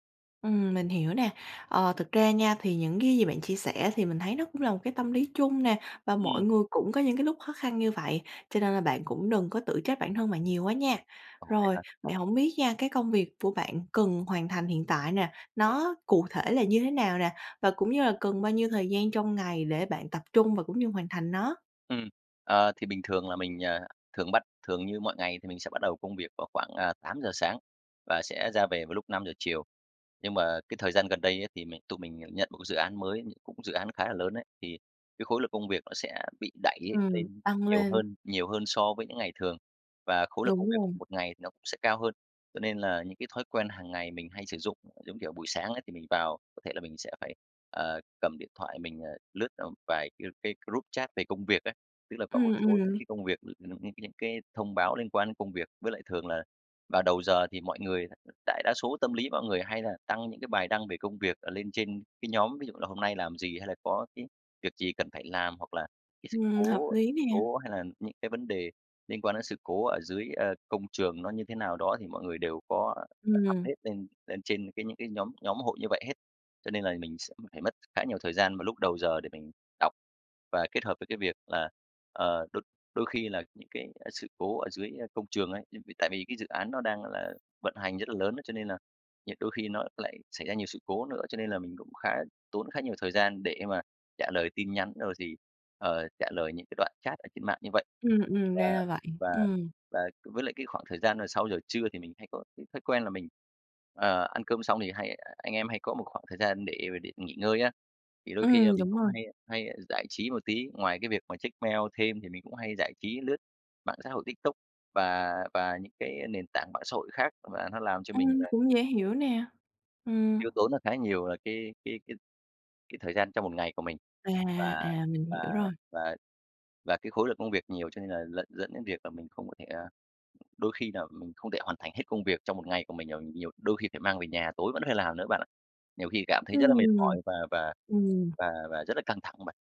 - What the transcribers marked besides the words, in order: tapping; other background noise; in English: "group"; unintelligible speech; other noise; in English: "update"; unintelligible speech
- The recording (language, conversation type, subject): Vietnamese, advice, Làm thế nào để bạn bớt dùng mạng xã hội để tập trung hoàn thành công việc?